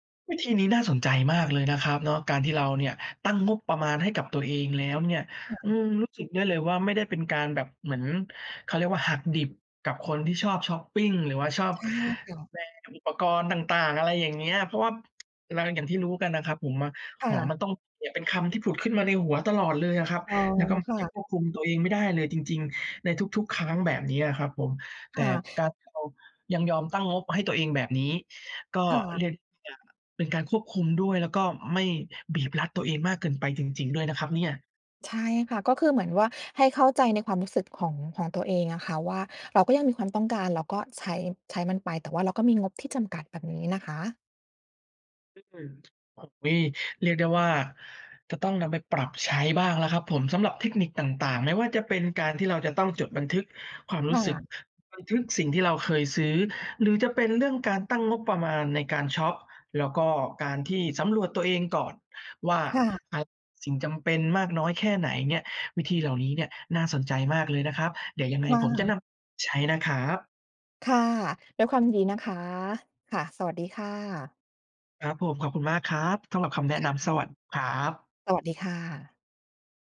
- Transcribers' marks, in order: tsk; background speech; other background noise
- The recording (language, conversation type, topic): Thai, advice, คุณมักซื้อของแบบฉับพลันแล้วเสียดายทีหลังบ่อยแค่ไหน และมักเป็นของประเภทไหน?